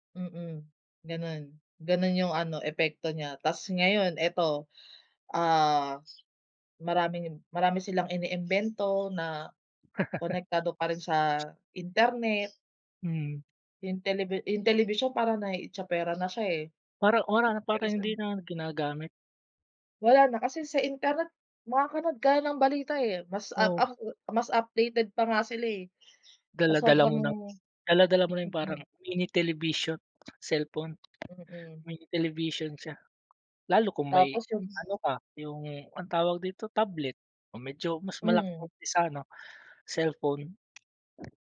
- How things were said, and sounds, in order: bird; laugh; other background noise; other noise
- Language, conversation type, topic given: Filipino, unstructured, Alin ang mas pipiliin mo: walang internet o walang telebisyon?